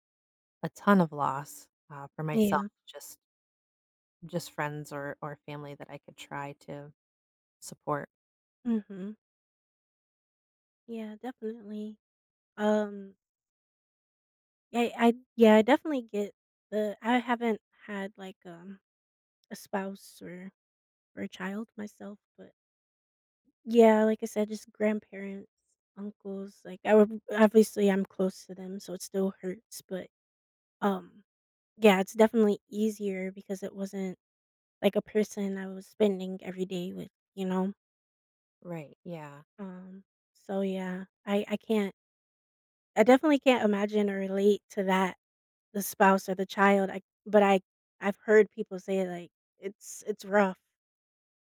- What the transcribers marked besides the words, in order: tapping
- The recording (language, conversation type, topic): English, unstructured, How can someone support a friend who is grieving?